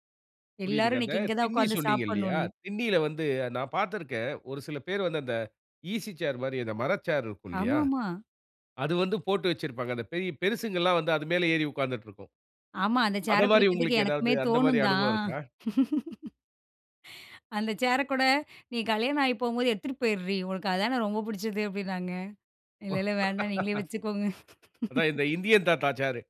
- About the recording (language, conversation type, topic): Tamil, podcast, உங்கள் வீட்டில் உங்களுக்கு மிகவும் பிடித்த இடம் எது, ஏன்?
- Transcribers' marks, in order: in English: "ஈசி சேர்"; laugh; laugh; laugh